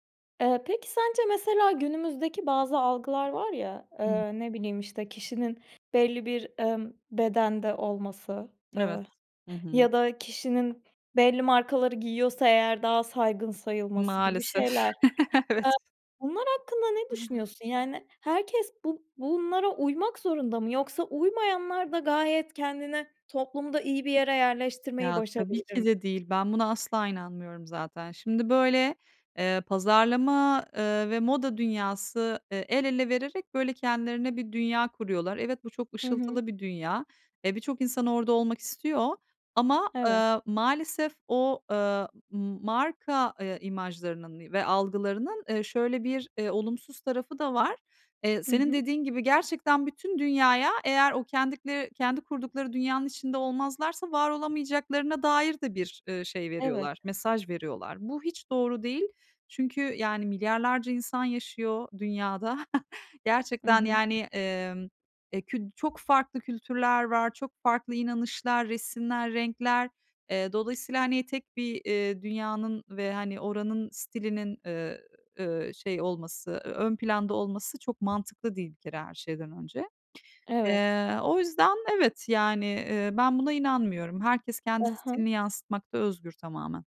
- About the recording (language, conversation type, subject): Turkish, podcast, Kendi stilini geliştirmek isteyen birine vereceğin ilk ve en önemli tavsiye nedir?
- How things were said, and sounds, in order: other background noise; chuckle; unintelligible speech; tapping